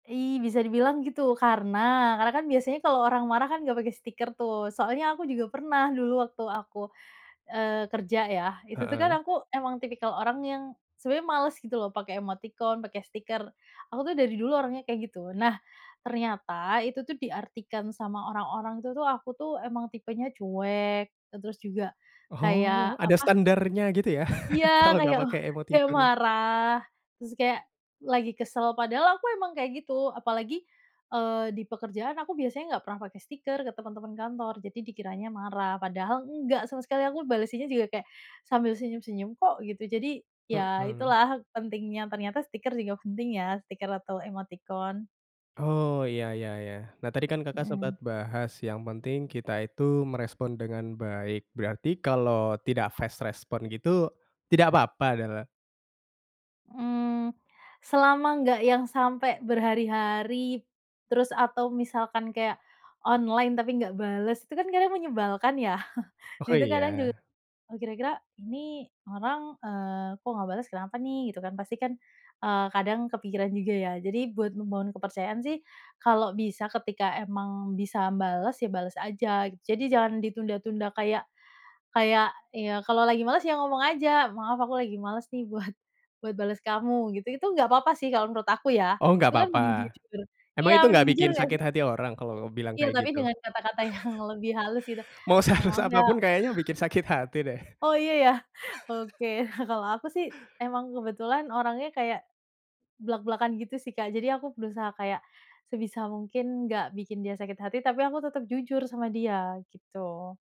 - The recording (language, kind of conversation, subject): Indonesian, podcast, Bagaimana cara membangun kepercayaan melalui pesan teks atau pesan langsung?
- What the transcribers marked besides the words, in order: chuckle; in English: "fast response"; chuckle; laughing while speaking: "Oh"; laughing while speaking: "buat"; tapping; chuckle; laughing while speaking: "yang"; laughing while speaking: "sehalus"; chuckle